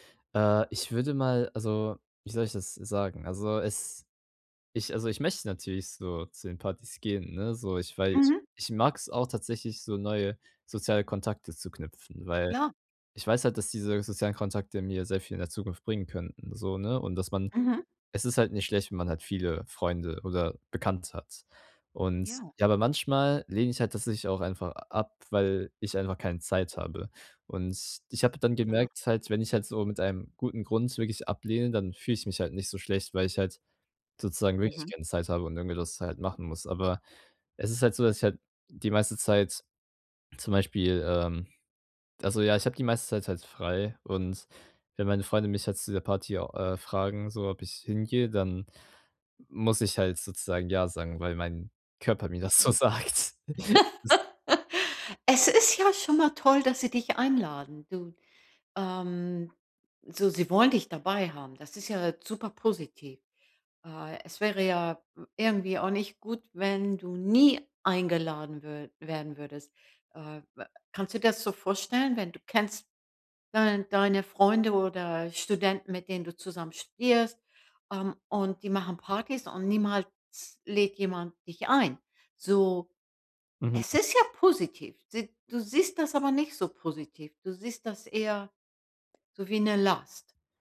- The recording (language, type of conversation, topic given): German, advice, Wie kann ich höflich Nein zu Einladungen sagen, ohne Schuldgefühle zu haben?
- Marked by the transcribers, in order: laugh; laughing while speaking: "mir das so sagt"; laugh; other noise; drawn out: "ähm"; stressed: "nie"